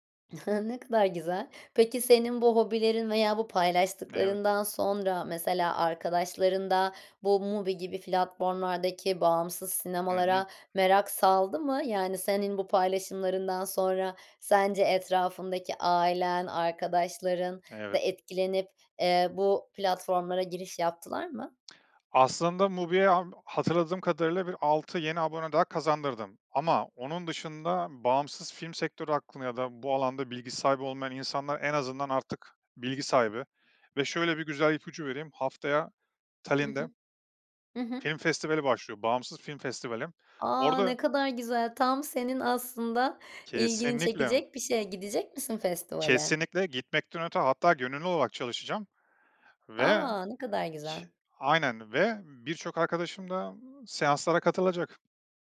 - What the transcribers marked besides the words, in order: chuckle; other noise
- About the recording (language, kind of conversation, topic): Turkish, podcast, Hobini günlük rutinine nasıl sığdırıyorsun?